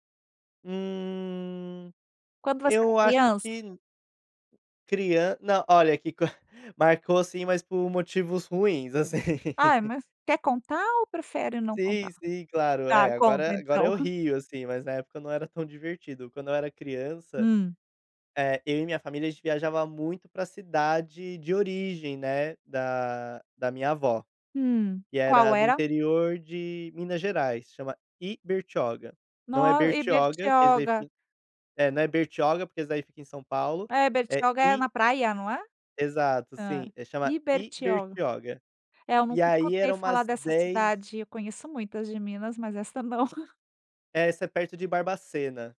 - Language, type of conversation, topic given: Portuguese, podcast, Qual viagem te marcou de verdade e por quê?
- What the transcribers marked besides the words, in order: giggle; laughing while speaking: "assim"; giggle; giggle